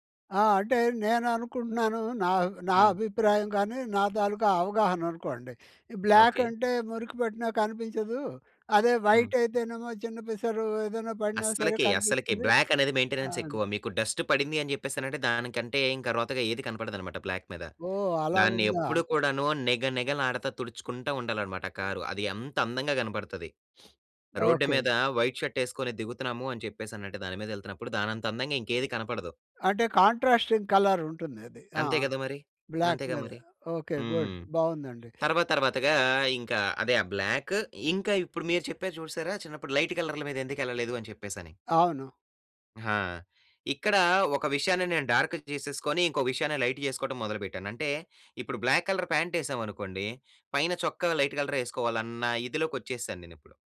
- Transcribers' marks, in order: in English: "బ్లాక్"; in English: "వైట్"; in English: "బ్లాక్"; in English: "మెయింటెనెన్స్"; in English: "డస్ట్"; other background noise; in English: "బ్లాక్"; sniff; in English: "వైట్ షర్ట్"; in English: "కాంట్రాస్టింగ్ కలర్"; in English: "బ్లాక్"; in English: "గుడ్"; in English: "బ్లాక్"; in English: "లైట్"; in English: "డా‌ర్క్‌కి"; in English: "లైట్"; in English: "బ్లాక్ కలర్"; in English: "లైట్"
- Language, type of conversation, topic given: Telugu, podcast, రంగులు మీ వ్యక్తిత్వాన్ని ఎలా వెల్లడిస్తాయనుకుంటారు?